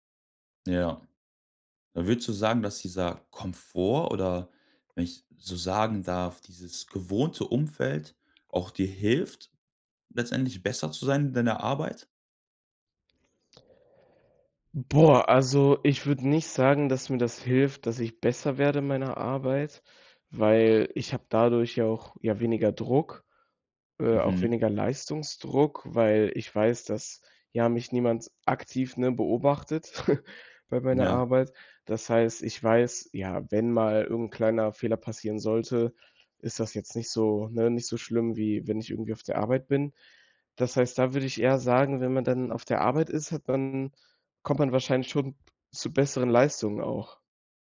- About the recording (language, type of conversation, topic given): German, podcast, Wie hat das Arbeiten im Homeoffice deinen Tagesablauf verändert?
- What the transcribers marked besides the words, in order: other background noise; laugh